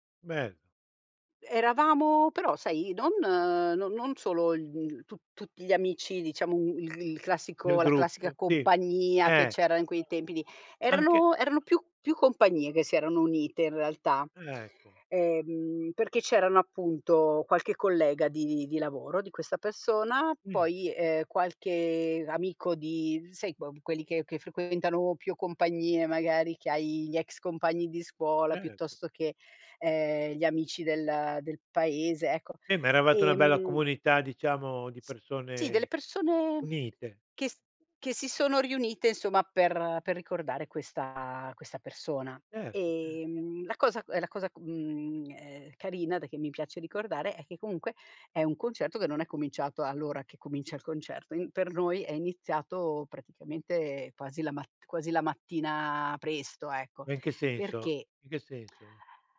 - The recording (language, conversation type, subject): Italian, podcast, Hai una canzone che ti riporta subito indietro nel tempo?
- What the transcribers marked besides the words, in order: siren